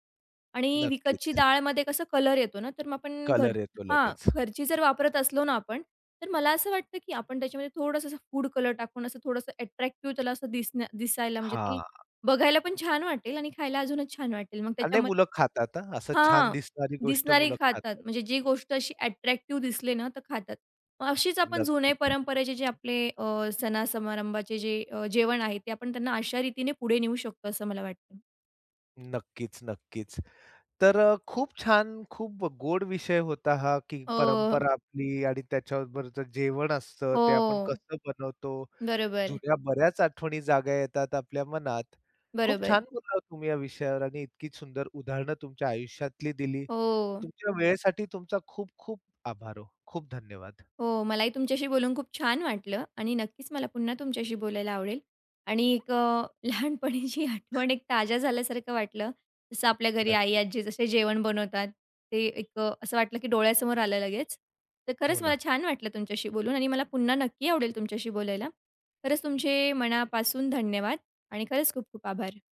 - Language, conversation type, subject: Marathi, podcast, परंपरागत जेवण बनवताना तुला कोणत्या आठवणी येतात?
- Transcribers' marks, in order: other background noise; tapping; laughing while speaking: "लहानपणीची आठवण"